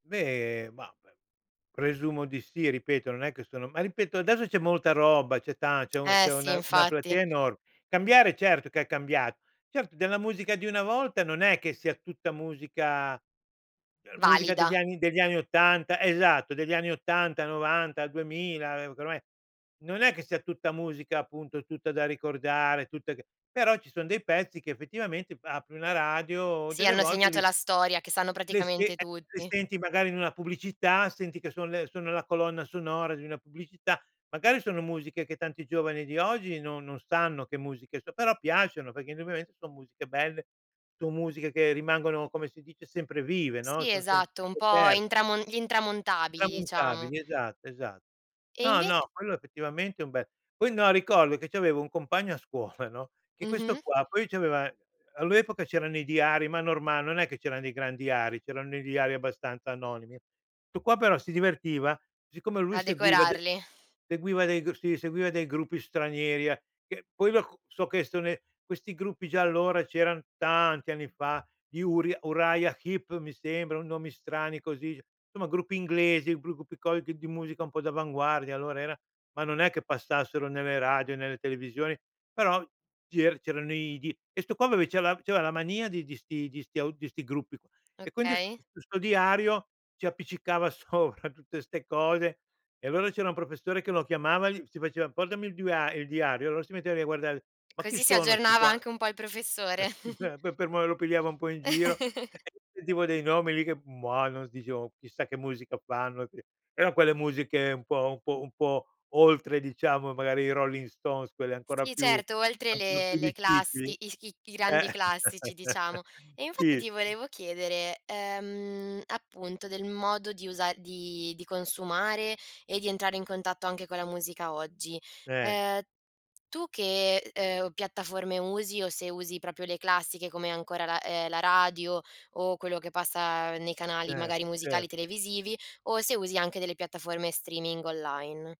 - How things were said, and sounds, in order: unintelligible speech; laughing while speaking: "a scuola, no"; other background noise; unintelligible speech; "c'aveva" said as "avea"; laughing while speaking: "sopra"; chuckle; chuckle; chuckle; other noise; "proprio" said as "propio"
- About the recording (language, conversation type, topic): Italian, podcast, Quanto conta la tua città nel tuo gusto musicale?